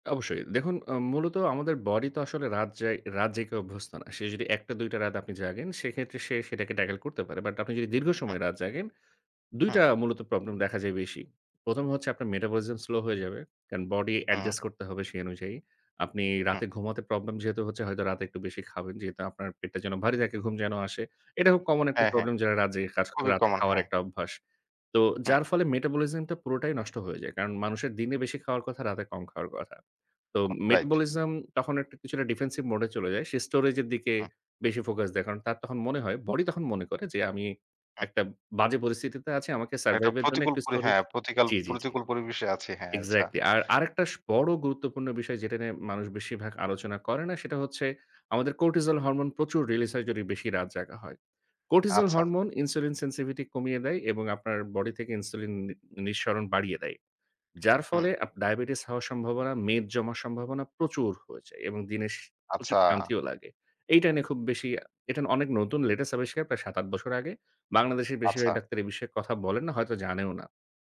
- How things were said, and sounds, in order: "জেগে" said as "যাইকে"; in English: "অ্যাডজাস্ট"; other background noise; in English: "ডিফেন্সিভ মোড"
- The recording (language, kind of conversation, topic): Bengali, podcast, রিমোট কাজে কাজের সময় আর ব্যক্তিগত সময়ের সীমানা আপনি কীভাবে ঠিক করেন?